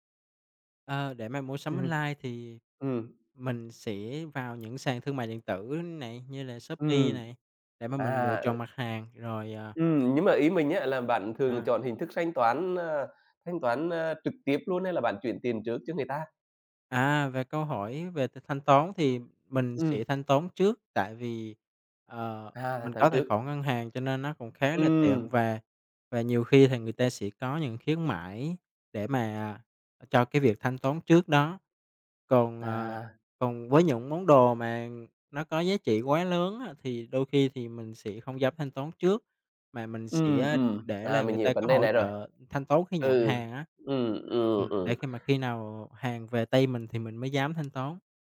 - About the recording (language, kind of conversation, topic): Vietnamese, podcast, Trải nghiệm mua sắm trực tuyến gần đây của bạn như thế nào?
- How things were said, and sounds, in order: tapping; other background noise